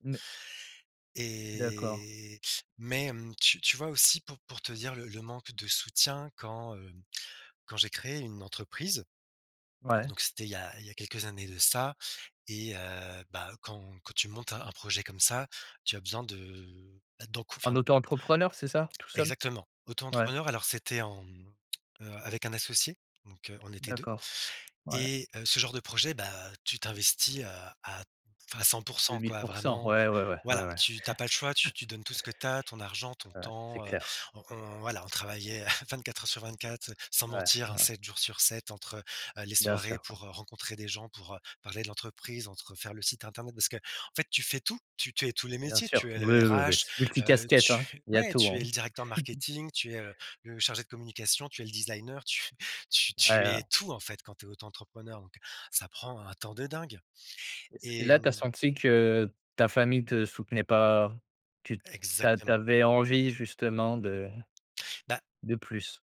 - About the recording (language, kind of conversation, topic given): French, advice, Nostalgie et manque de soutien familial à distance
- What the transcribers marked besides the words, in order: drawn out: "et"; other background noise; chuckle; chuckle; stressed: "tout"; chuckle